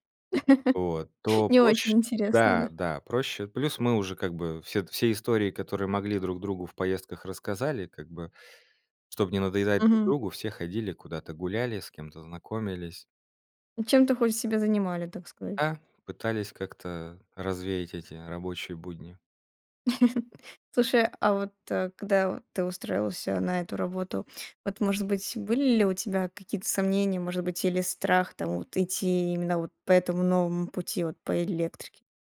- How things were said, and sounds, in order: laugh; other background noise; tapping; chuckle
- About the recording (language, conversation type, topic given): Russian, podcast, Какая случайная встреча перевернула твою жизнь?